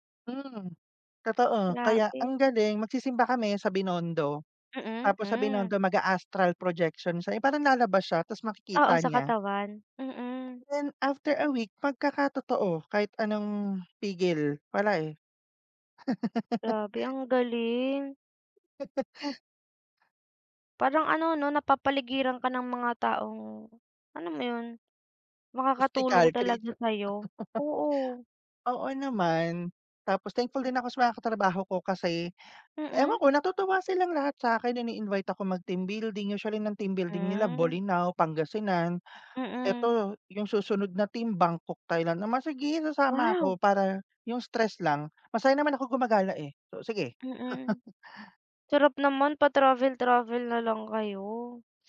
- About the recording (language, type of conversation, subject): Filipino, unstructured, Ano ang ginagawa mo kapag nakakaramdam ka ng matinding pagkapagod o pag-aalala?
- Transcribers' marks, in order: laugh; chuckle; other background noise; in English: "Mystical creature"; laugh; tapping; chuckle